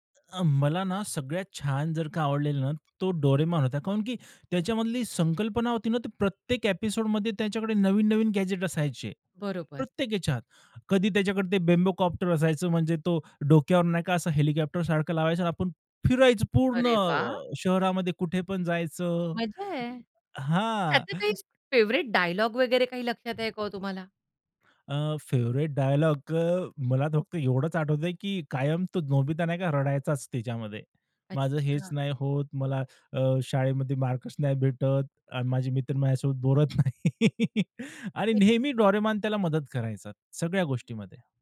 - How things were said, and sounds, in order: other noise; "कारण" said as "काऊन"; in English: "ॲपिसोडमध्ये"; in English: "गॅजेट"; in English: "बेम्बोकॉप्टर"; in English: "फेव्हरेट"; chuckle; tapping; in English: "फेवरेट"; other background noise; laughing while speaking: "बोलत नाही"; laugh
- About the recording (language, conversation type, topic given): Marathi, podcast, लहानपणी तुमचा आवडता दूरदर्शन कार्यक्रम कोणता होता?
- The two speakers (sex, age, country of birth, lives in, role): female, 45-49, India, India, host; male, 30-34, India, India, guest